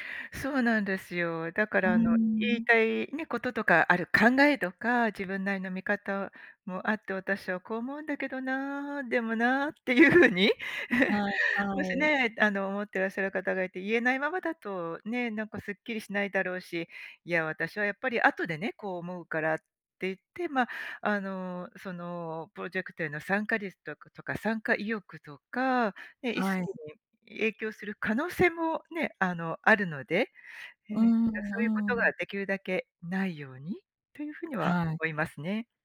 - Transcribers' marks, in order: laughing while speaking: "っていうふうに"; laugh
- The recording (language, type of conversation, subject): Japanese, podcast, 周りの目を気にしてしまうのはどんなときですか？